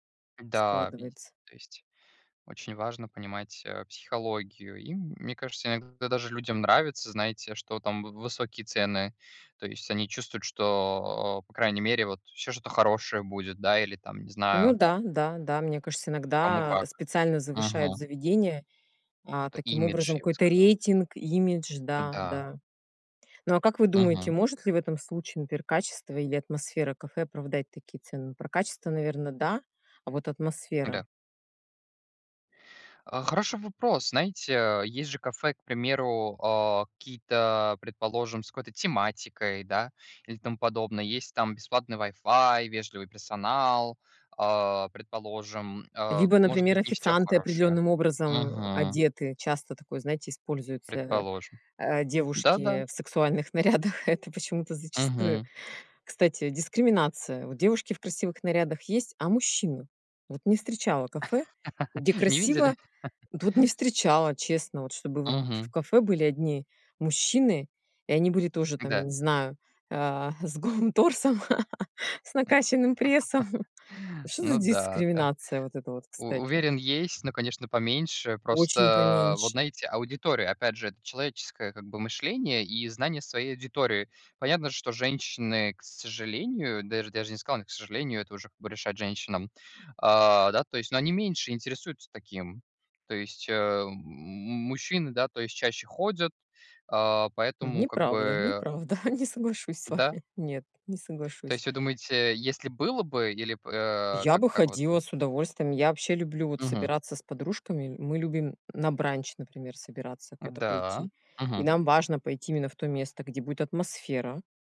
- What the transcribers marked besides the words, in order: laughing while speaking: "сексуальных нарядах"; tapping; laugh; laugh; laughing while speaking: "с голым торсом, с накачанным прессом"; laugh; chuckle; laughing while speaking: "не соглашусь с вами"
- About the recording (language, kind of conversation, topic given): Russian, unstructured, Зачем некоторые кафе завышают цены на простые блюда?